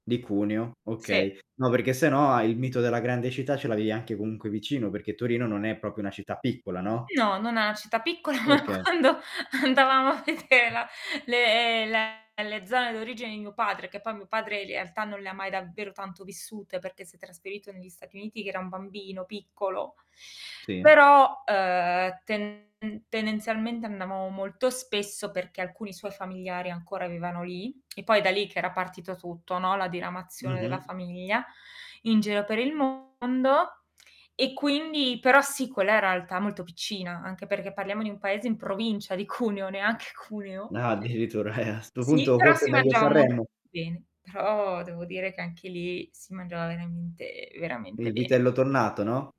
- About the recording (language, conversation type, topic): Italian, podcast, Come si conciliano tradizioni diverse nelle famiglie miste?
- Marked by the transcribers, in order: other background noise; static; "Okay" said as "oka"; laughing while speaking: "ma quando andavamo a vedere la le le"; distorted speech; "vivevano" said as "vivano"; tsk; laughing while speaking: "Cuneo neanche Cuneo"; giggle